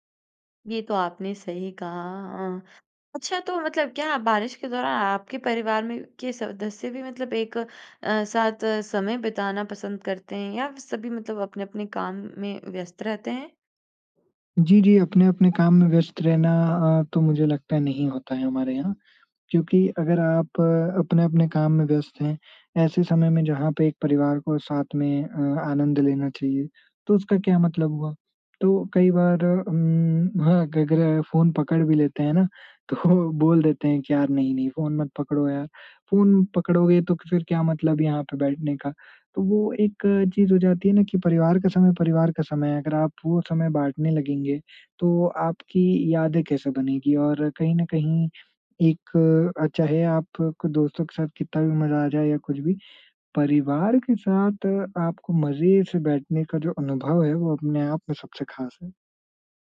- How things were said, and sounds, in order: unintelligible speech; laughing while speaking: "तो"
- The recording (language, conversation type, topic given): Hindi, podcast, बारिश में घर का माहौल आपको कैसा लगता है?